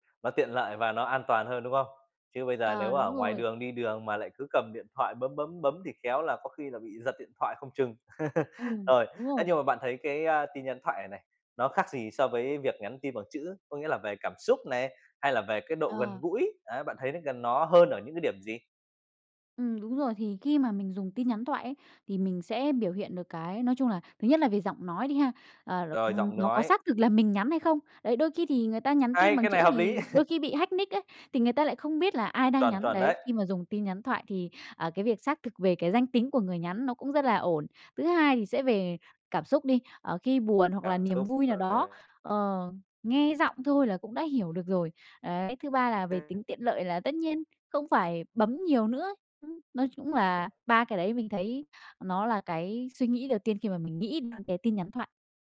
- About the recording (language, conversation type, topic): Vietnamese, podcast, Bạn cảm thấy thế nào về việc nhắn tin thoại?
- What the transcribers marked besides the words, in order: laugh; tapping; laugh; in English: "hack nick"; other background noise; other noise; "chung" said as "chũng"; unintelligible speech